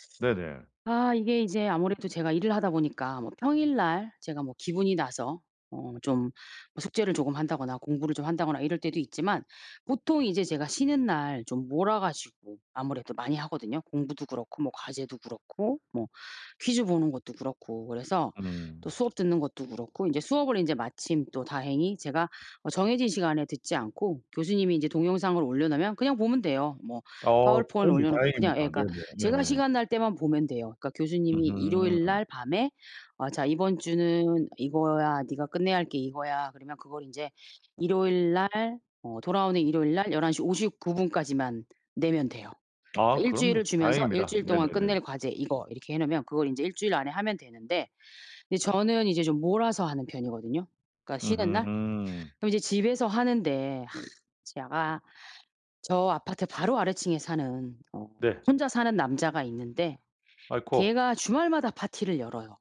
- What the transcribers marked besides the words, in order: other background noise; put-on voice: "파워포인트"; tapping; other noise
- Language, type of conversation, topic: Korean, advice, 휴식할 때 쉽게 산만해지고 스트레스가 쌓일 때 어떻게 하면 좋을까요?